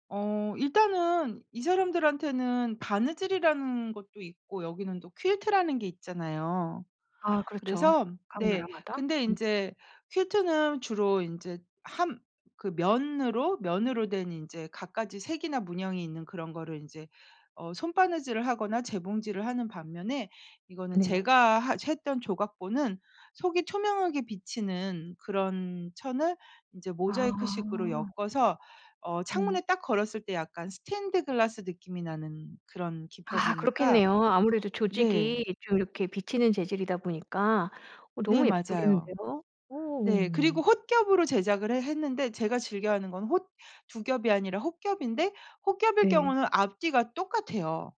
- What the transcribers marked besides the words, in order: other background noise
- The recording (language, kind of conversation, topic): Korean, podcast, 취미로 만든 것 중 가장 자랑스러운 건 뭐예요?